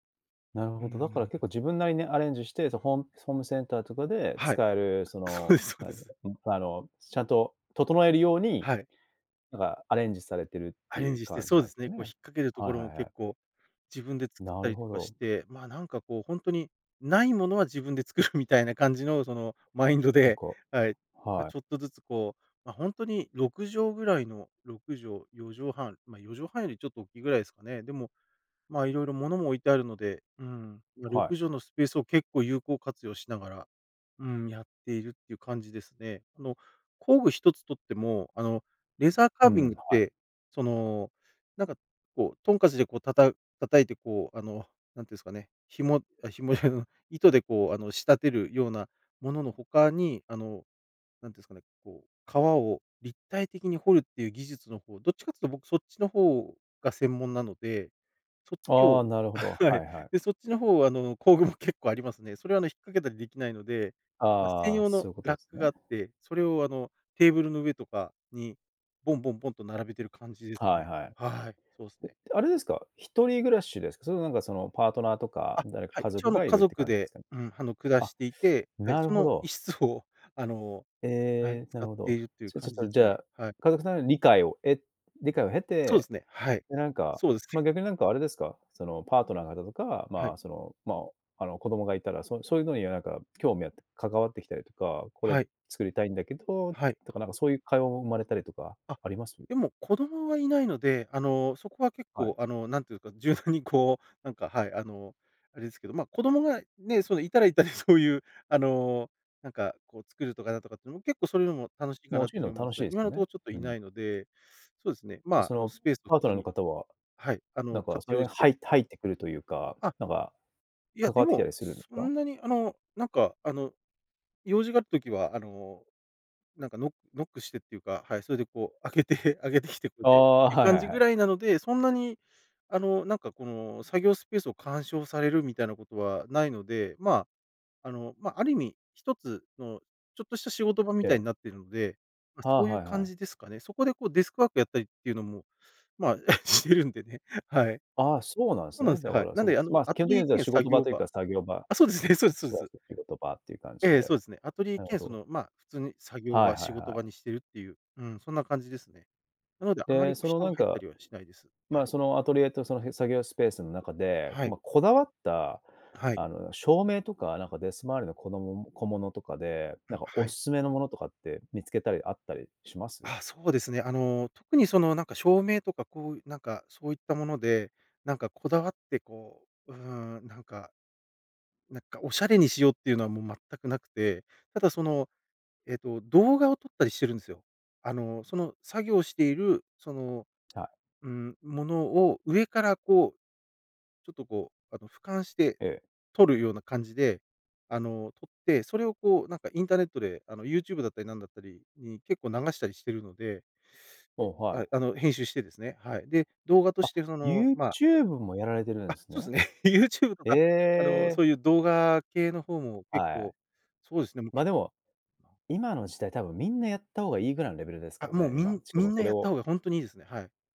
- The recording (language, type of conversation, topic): Japanese, podcast, 作業スペースはどのように整えていますか？
- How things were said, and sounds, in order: laughing while speaking: "そうです そうです"; stressed: "ないもの"; laughing while speaking: "はい"; chuckle; other background noise; laughing while speaking: "柔軟にこう"; laughing while speaking: "そういう"; laughing while speaking: "開けて 開けてきてくれ"; laughing while speaking: "まあ、してるんでね"; laughing while speaking: "そうですね"; unintelligible speech